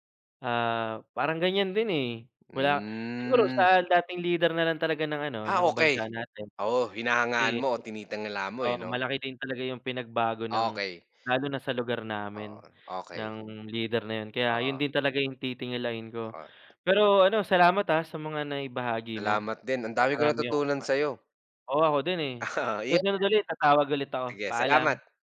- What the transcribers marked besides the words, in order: drawn out: "Hmm"; laugh
- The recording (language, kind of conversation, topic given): Filipino, unstructured, Ano ang palagay mo sa kasalukuyang mga lider ng bansa?